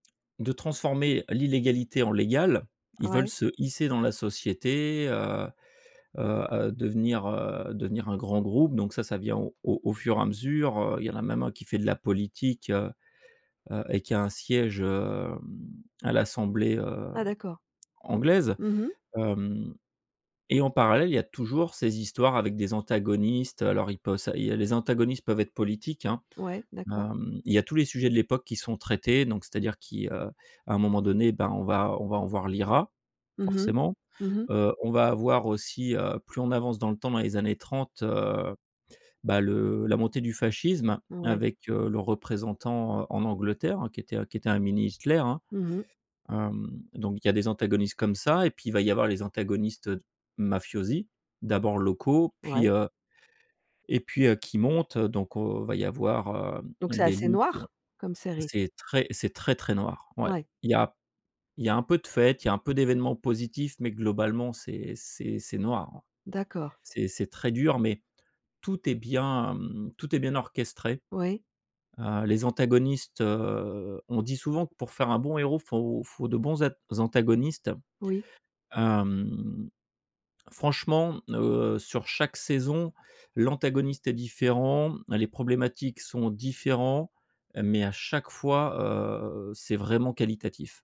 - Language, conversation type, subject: French, podcast, Parle-nous d’une série qui t’a vraiment marqué(e) et explique pourquoi ?
- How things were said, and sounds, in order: tapping; "avoir" said as "envoir"